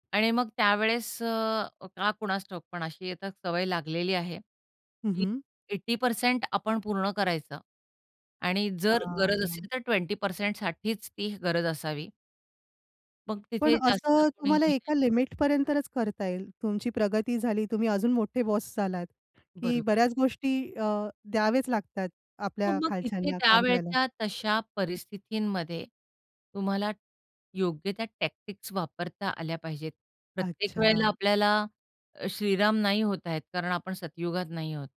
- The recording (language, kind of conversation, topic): Marathi, podcast, वचन दिल्यावर ते पाळण्याबाबत तुमचा दृष्टिकोन काय आहे?
- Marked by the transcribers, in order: in English: "टॅक्टिक्स"